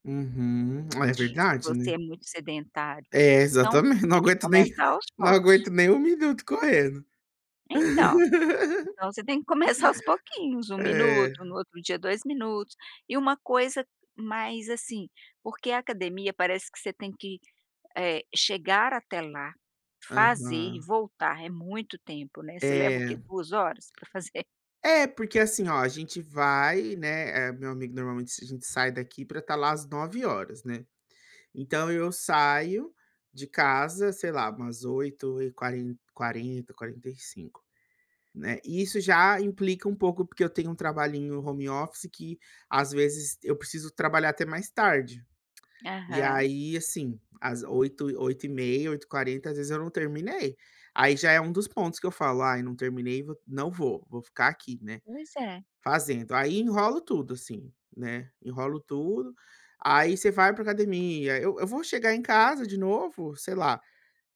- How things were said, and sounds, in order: unintelligible speech; laugh; tapping
- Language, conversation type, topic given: Portuguese, advice, Como posso lidar com a falta de motivação para manter hábitos de exercício e alimentação?